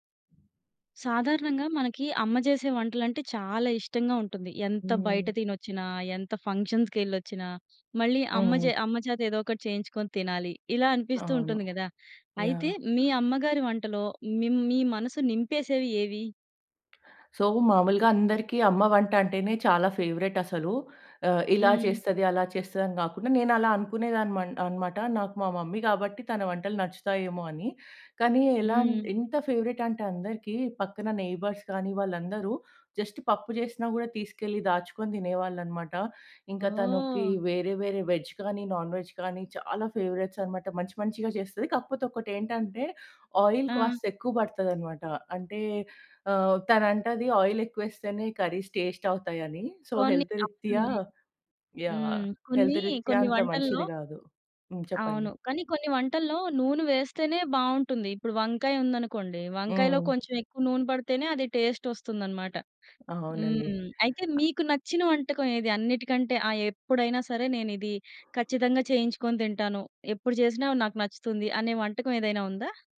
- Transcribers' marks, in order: in English: "సో"; in English: "ఫేవరెట్"; in English: "మమ్మీ"; in English: "ఫేవరెట్"; in English: "నెయిబర్స్"; in English: "జస్ట్"; in English: "వేజ్"; in English: "నాన్ వేజ్"; in English: "ఫేవరెట్స్"; in English: "ఆయిల్"; in English: "ఆయిల్"; in English: "కర్రీస్ టేస్ట్"; in English: "సో, హెల్త్"; in English: "హెల్త్ రిత్యా"; in English: "టేస్ట్"
- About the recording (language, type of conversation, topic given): Telugu, podcast, అమ్మ వంటల్లో మనసు నిండేలా చేసే వంటకాలు ఏవి?